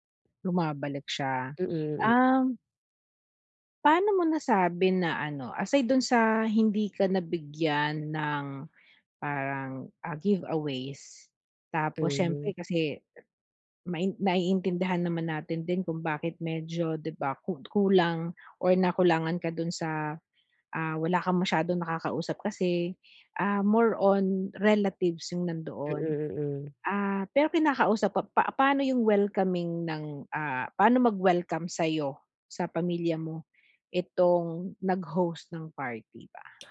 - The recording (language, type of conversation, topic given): Filipino, advice, Bakit lagi akong pakiramdam na hindi ako kabilang kapag nasa mga salu-salo?
- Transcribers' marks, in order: tapping